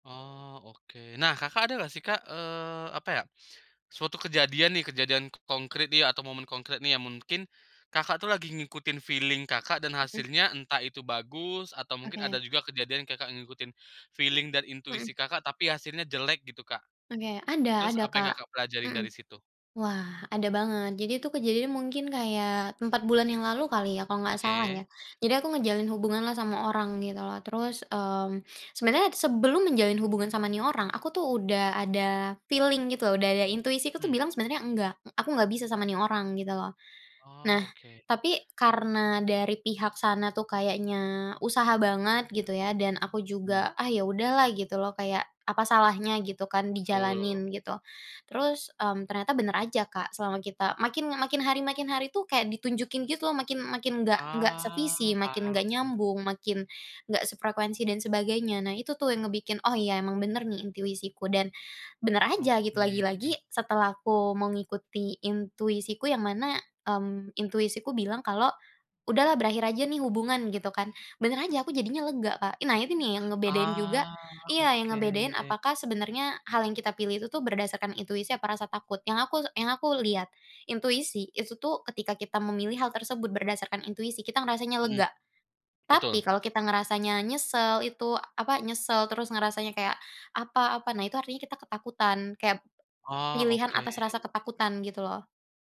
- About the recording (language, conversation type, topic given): Indonesian, podcast, Bagaimana kamu belajar mempercayai intuisi sendiri?
- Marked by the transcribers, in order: in English: "feeling"; in English: "feeling"; in English: "feeling"; tapping; drawn out: "Ah"; drawn out: "Ah"